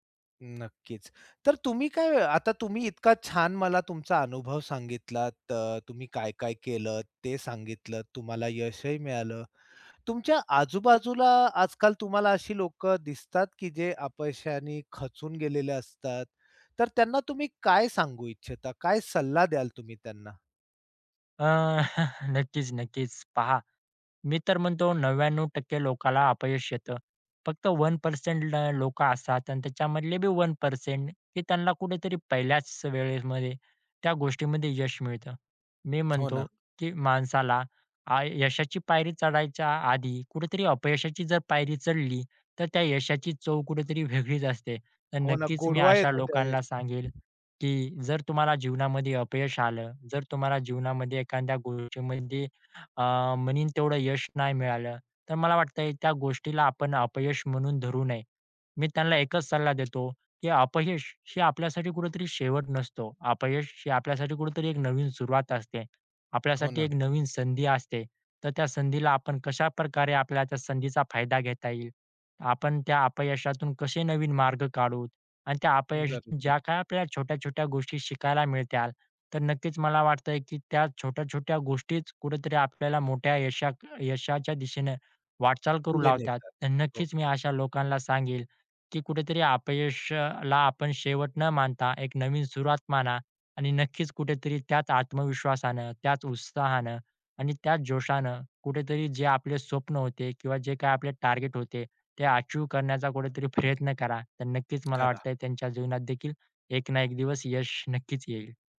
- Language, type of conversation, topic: Marathi, podcast, एखाद्या अपयशानं तुमच्यासाठी कोणती संधी उघडली?
- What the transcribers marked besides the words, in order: tapping; chuckle; laughing while speaking: "कुठेतरी वेगळीच असते"; other background noise; unintelligible speech; "मिळतील" said as "मिळत्याल"